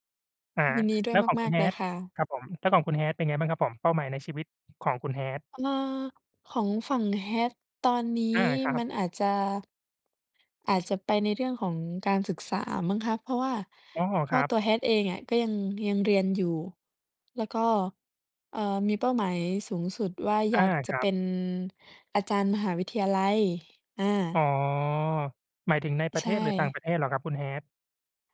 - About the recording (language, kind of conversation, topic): Thai, unstructured, คุณอยากทำอะไรให้สำเร็จที่สุดในชีวิต?
- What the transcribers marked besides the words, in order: drawn out: "อ๋อ"